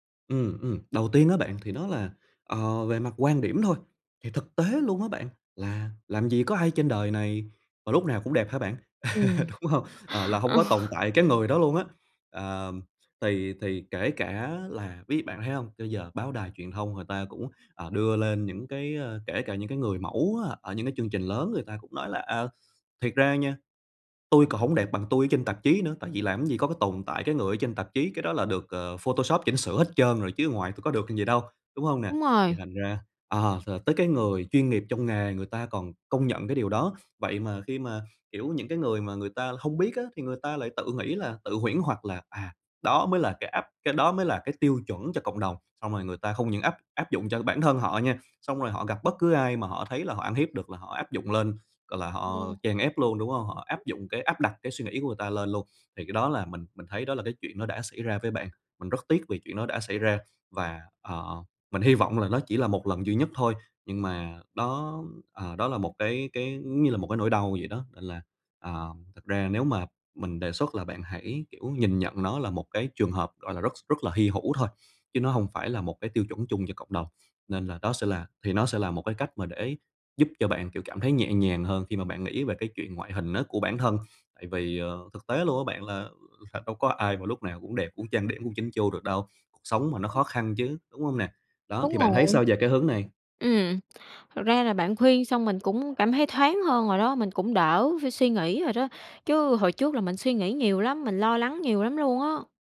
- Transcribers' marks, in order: laugh; laughing while speaking: "đúng"; other background noise; laugh; in English: "photoshop"; tapping; unintelligible speech
- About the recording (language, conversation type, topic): Vietnamese, advice, Làm sao vượt qua nỗi sợ bị phán xét khi muốn thử điều mới?